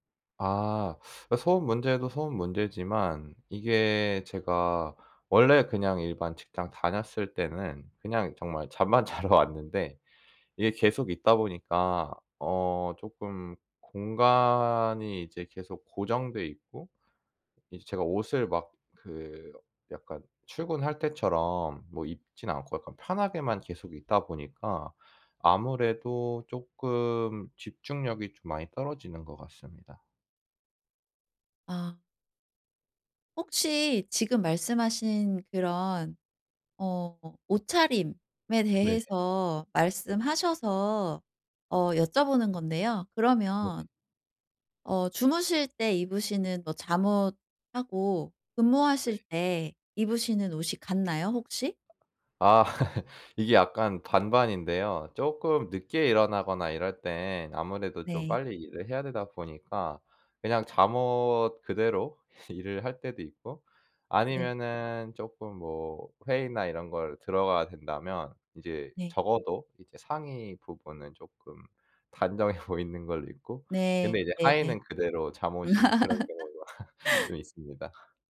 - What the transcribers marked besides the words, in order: teeth sucking; laughing while speaking: "자러"; other background noise; laugh; laughing while speaking: "일을"; laughing while speaking: "단정해"; laugh
- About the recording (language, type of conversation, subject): Korean, advice, 주의 산만함을 어떻게 관리하면 집중을 더 잘할 수 있을까요?